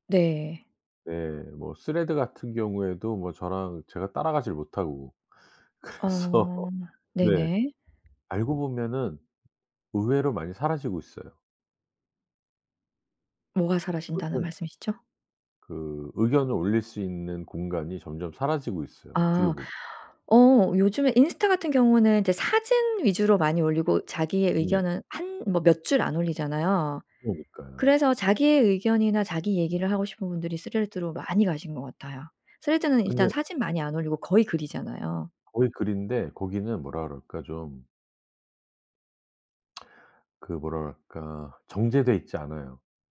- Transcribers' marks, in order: laughing while speaking: "그래서"; lip smack
- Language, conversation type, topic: Korean, podcast, 소셜 미디어에 게시할 때 가장 신경 쓰는 점은 무엇인가요?